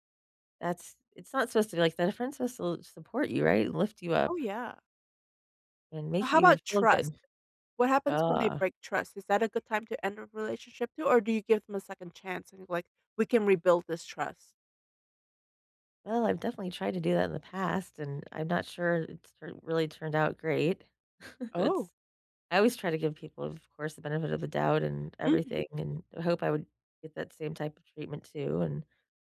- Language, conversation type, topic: English, unstructured, How do I know when it's time to end my relationship?
- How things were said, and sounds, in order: chuckle